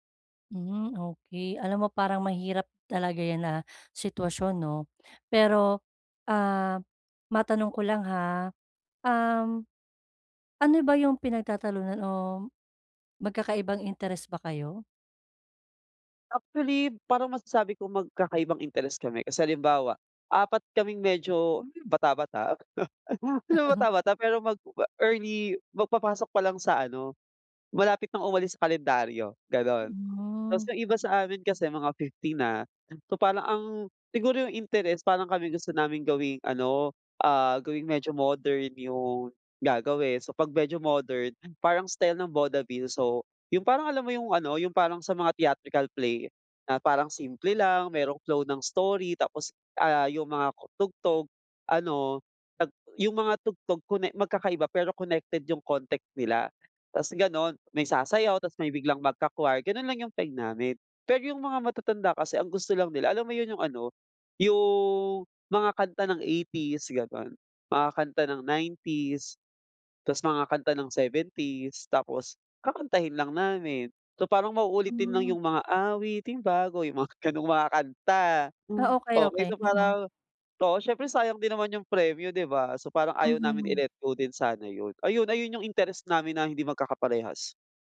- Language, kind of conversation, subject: Filipino, advice, Paano ko haharapin ang hindi pagkakasundo ng mga interes sa grupo?
- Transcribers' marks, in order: chuckle; in English: "theatrical play"; singing: "Awiting bago"